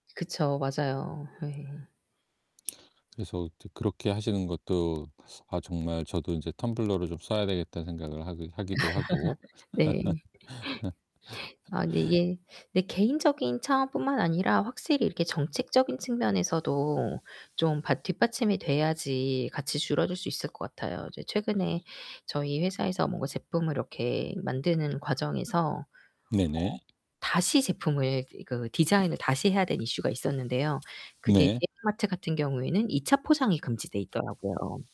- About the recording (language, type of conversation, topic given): Korean, podcast, 포장재를 줄이기 위해 지금 당장 실천할 수 있는 현실적인 방법은 무엇인가요?
- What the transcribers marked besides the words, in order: tapping; distorted speech; other background noise; laugh; laugh; static